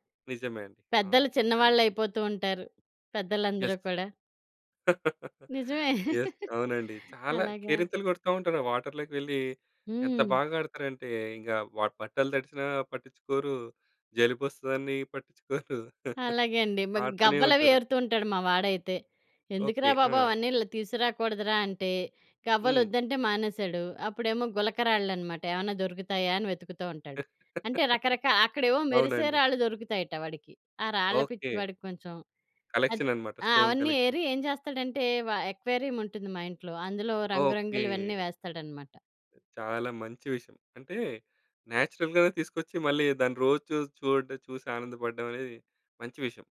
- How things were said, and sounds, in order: other background noise; in English: "యెస్"; laugh; in English: "యెస్"; laugh; in English: "వాటర్‌లోకి"; chuckle; tapping; laugh; in English: "కలెక్షన్"; in English: "స్టోన్ కలెక్షన్"; other noise
- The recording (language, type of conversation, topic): Telugu, podcast, పాత ఫోటోల వెనుక ఉన్న కథలు మీకు ఎలా అనిపిస్తాయి?